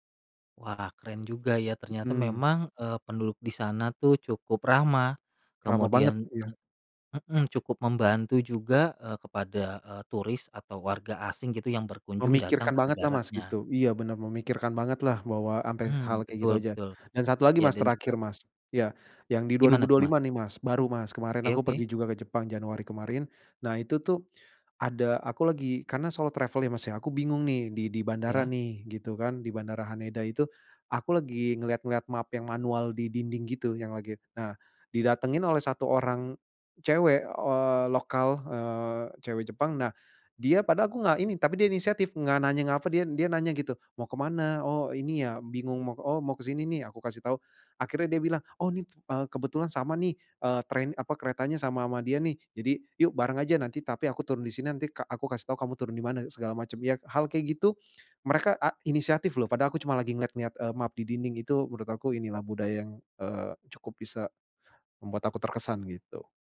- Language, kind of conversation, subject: Indonesian, podcast, Pengalaman apa yang membuat kamu semakin menghargai budaya setempat?
- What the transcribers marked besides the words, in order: in English: "solo travel"; in English: "train"